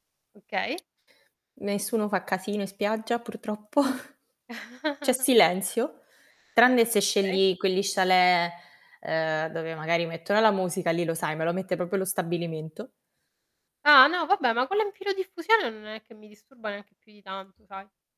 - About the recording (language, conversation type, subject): Italian, unstructured, Che cosa fai di solito nel weekend?
- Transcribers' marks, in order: chuckle; distorted speech; background speech